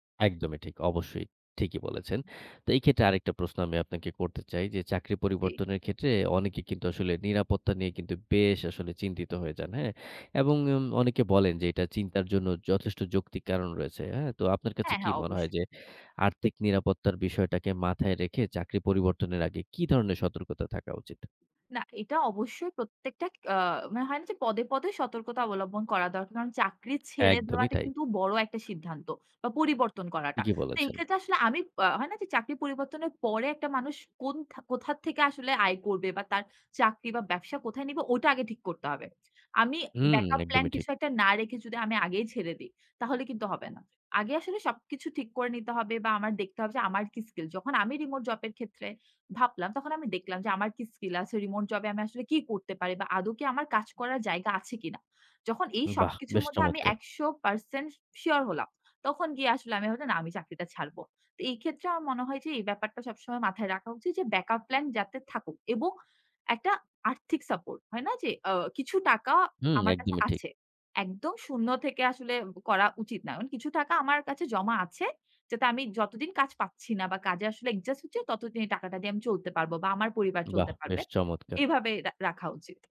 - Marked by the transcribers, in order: other background noise; in English: "অ্যাডজাস্ট"
- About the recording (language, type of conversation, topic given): Bengali, podcast, চাকরি পরিবর্তনের সিদ্ধান্তে আপনার পরিবার কীভাবে প্রতিক্রিয়া দেখিয়েছিল?